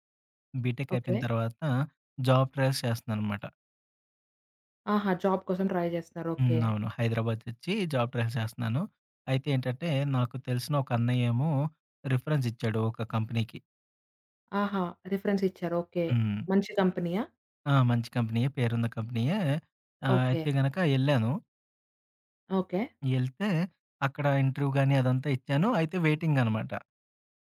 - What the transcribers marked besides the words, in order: in English: "బీటెక్"; in English: "జాబ్ ట్రాయిల్స్"; in English: "ట్రై"; in English: "జాబ్ ట్రాయిల్స్"; in English: "రిఫరెన్స్"; in English: "కంపెనీకి"; in English: "రిఫరెన్స్"; in English: "ఇంటర్‌వ్యూ"
- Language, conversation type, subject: Telugu, podcast, రెండు ఆఫర్లలో ఒకదాన్నే ఎంపిక చేయాల్సి వస్తే ఎలా నిర్ణయం తీసుకుంటారు?